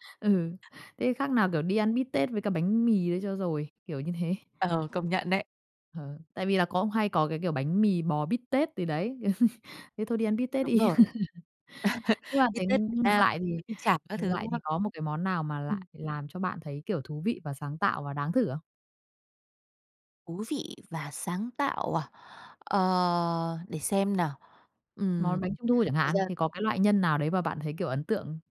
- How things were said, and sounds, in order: laugh; tapping
- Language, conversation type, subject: Vietnamese, podcast, Bạn cảm thấy thế nào khi món ăn truyền thống bị biến tấu?